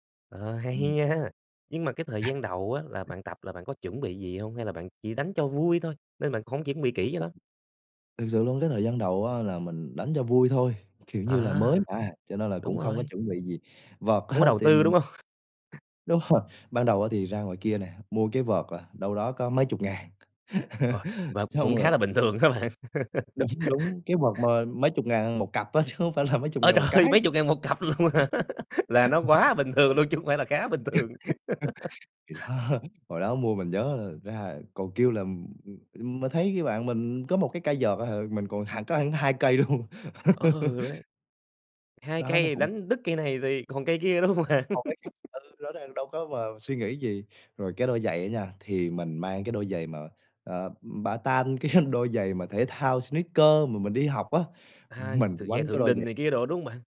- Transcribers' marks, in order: other noise; other background noise; tapping; laughing while speaking: "á"; laughing while speaking: "hông?"; laughing while speaking: "Đúng rồi"; laugh; laughing while speaking: "thường hả bạn?"; laugh; laughing while speaking: "trời ơi"; laughing while speaking: "á chứ không phải là"; laughing while speaking: "luôn hả?"; laugh; laughing while speaking: "bình thường"; unintelligible speech; laugh; unintelligible speech; laughing while speaking: "đó"; laughing while speaking: "thường"; laugh; laughing while speaking: "luôn"; laugh; laughing while speaking: "đúng không bạn?"; laugh; laughing while speaking: "cái"; in English: "sneaker"
- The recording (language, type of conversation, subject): Vietnamese, podcast, Bạn có sở thích nào khiến thời gian trôi thật nhanh không?